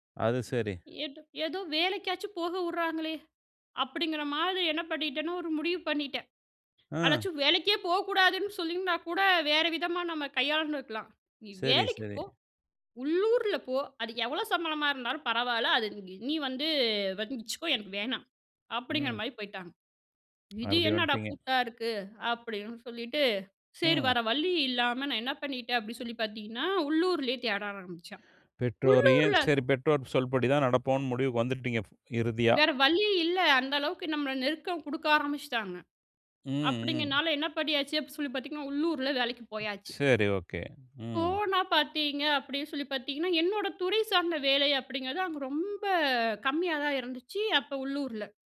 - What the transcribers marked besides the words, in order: other background noise; inhale
- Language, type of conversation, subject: Tamil, podcast, முதலாம் சம்பளம் வாங்கிய நாள் நினைவுகளைப் பற்றி சொல்ல முடியுமா?